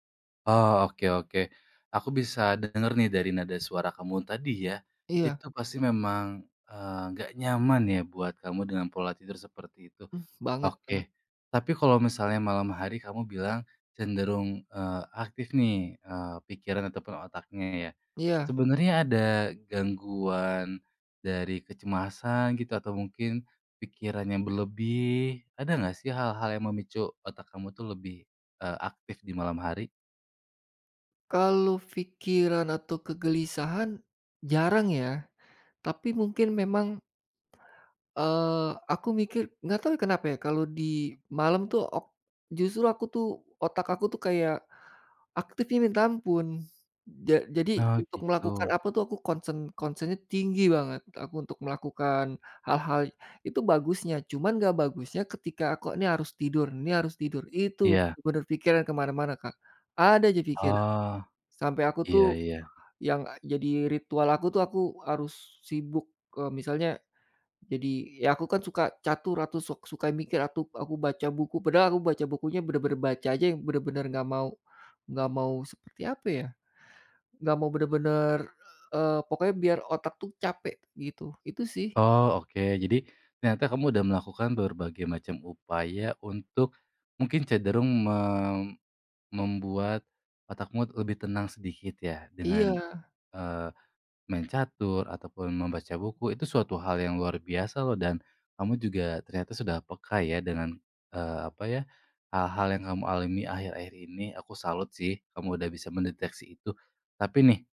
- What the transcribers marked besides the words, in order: in English: "concern concern-nya"; stressed: "itu"; stressed: "Ada"; other background noise
- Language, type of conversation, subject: Indonesian, advice, Bagaimana saya gagal menjaga pola tidur tetap teratur dan mengapa saya merasa lelah saat bangun pagi?